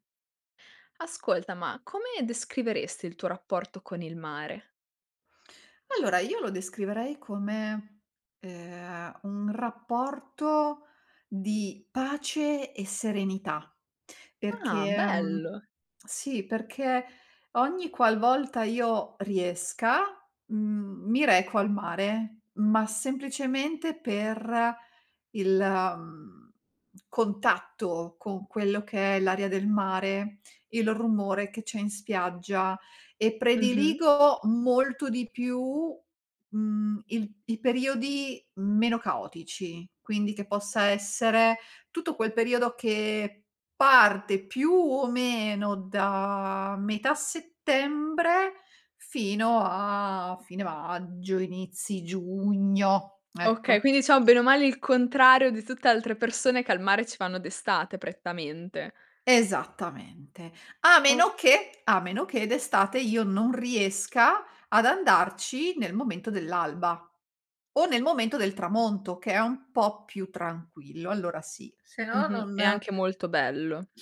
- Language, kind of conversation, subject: Italian, podcast, Come descriveresti il tuo rapporto con il mare?
- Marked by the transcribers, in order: other background noise